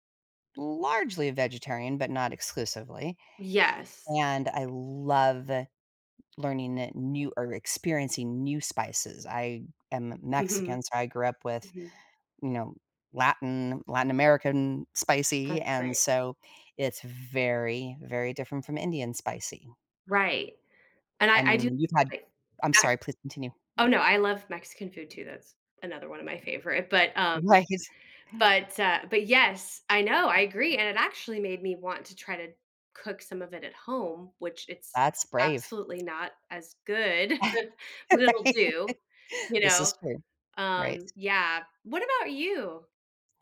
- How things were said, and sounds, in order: other background noise; stressed: "love"; laughing while speaking: "Right"; tapping; laugh; chuckle
- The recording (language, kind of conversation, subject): English, unstructured, What is the most surprising food you have ever tried?
- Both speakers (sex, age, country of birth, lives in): female, 45-49, United States, United States; female, 55-59, United States, United States